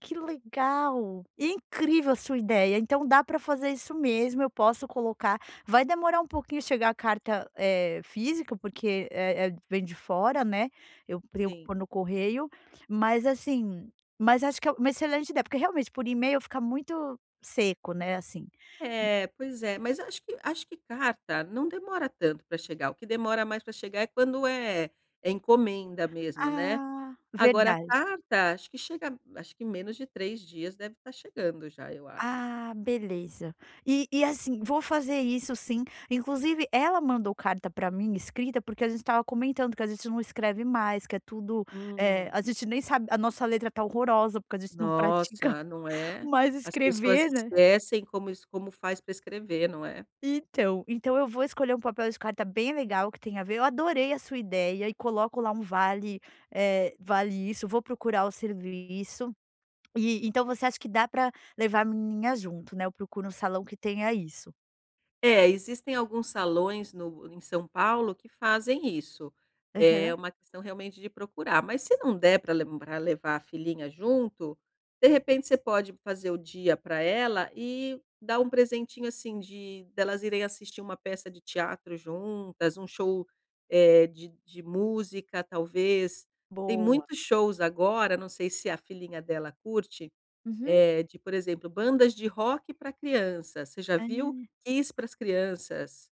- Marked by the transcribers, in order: tapping; chuckle
- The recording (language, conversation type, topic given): Portuguese, advice, Como escolher um presente quando não sei o que comprar?